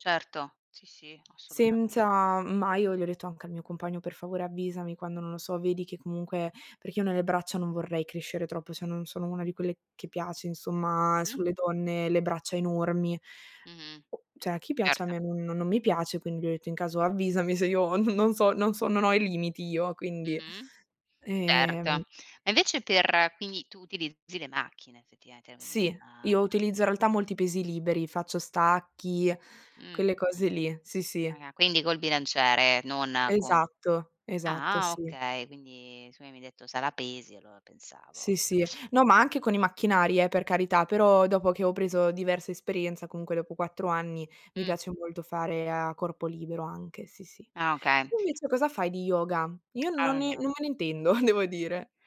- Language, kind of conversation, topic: Italian, unstructured, Come posso restare motivato a fare esercizio ogni giorno?
- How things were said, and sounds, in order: "cioè" said as "ceh"; other background noise; laughing while speaking: "se io, non so, non so, non ho"; laughing while speaking: "devo dire"